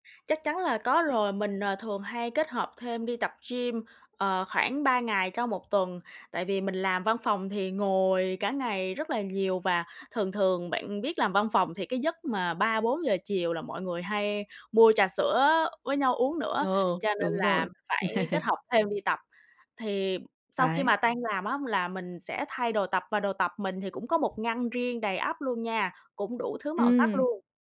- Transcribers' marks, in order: other background noise; tapping; laugh
- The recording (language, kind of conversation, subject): Vietnamese, podcast, Bạn nghĩ việc ăn mặc ảnh hưởng đến cảm xúc thế nào?